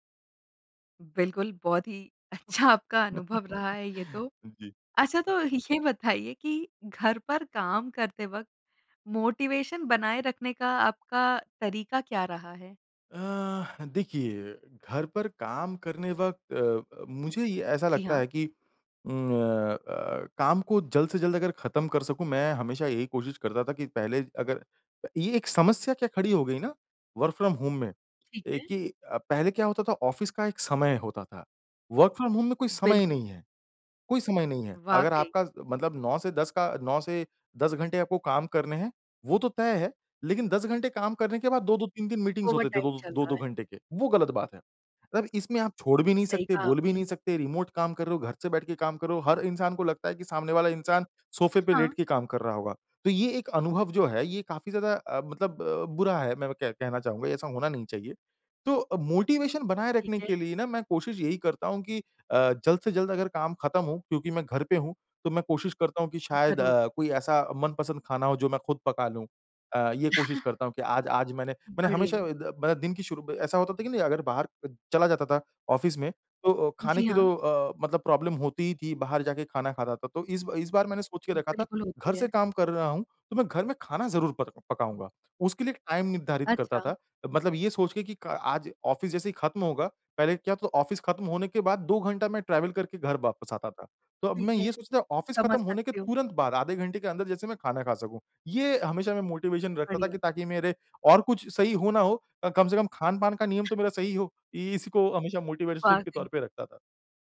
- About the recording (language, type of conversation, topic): Hindi, podcast, घर से काम करने का आपका अनुभव कैसा रहा है?
- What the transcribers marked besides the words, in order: chuckle; other background noise; laughing while speaking: "ये बताइए कि घर"; in English: "मोटिवेशन"; in English: "वर्क फ्रॉम होम"; in English: "ऑफ़िस"; in English: "वर्क फ्रॉम होम"; in English: "मीटिंग्स"; in English: "ओवरटाइम"; in English: "रिमोट"; in English: "मोटिवेशन"; chuckle; in English: "ऑफ़िस"; in English: "प्रॉब्लम"; in English: "टाइम"; in English: "ऑफ़िस"; in English: "ऑफ़िस"; in English: "ट्रैवल"; in English: "ऑफ़िस"; in English: "मोटिवेशन"; cough; in English: "मोटिवेशन"